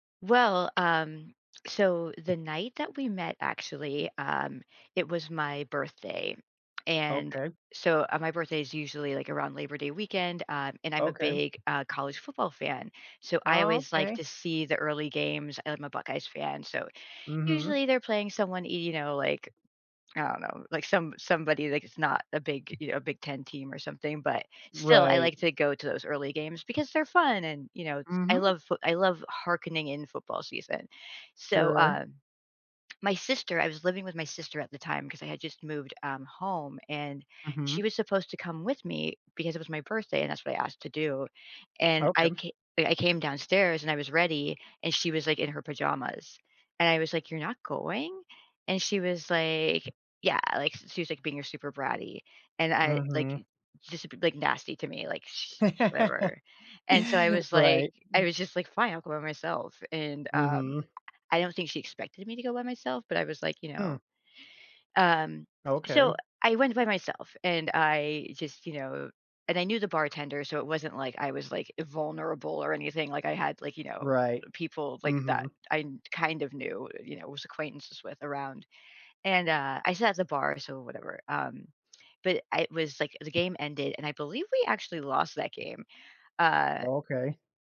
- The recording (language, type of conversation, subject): English, advice, How can I move past regret from a decision?
- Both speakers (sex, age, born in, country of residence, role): female, 45-49, United States, United States, user; male, 35-39, United States, United States, advisor
- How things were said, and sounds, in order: other background noise; unintelligible speech; laugh; other noise